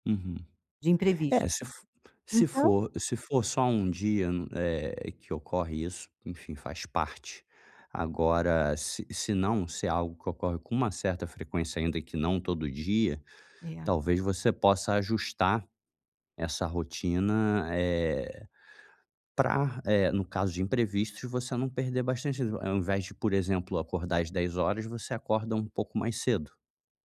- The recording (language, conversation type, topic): Portuguese, advice, Como posso levantar cedo com mais facilidade?
- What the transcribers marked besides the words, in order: none